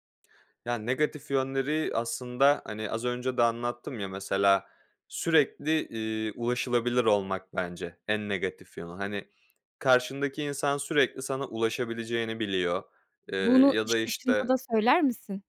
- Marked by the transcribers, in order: none
- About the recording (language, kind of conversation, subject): Turkish, podcast, Akıllı telefonlar hayatını nasıl kolaylaştırıyor ve nasıl zorlaştırıyor?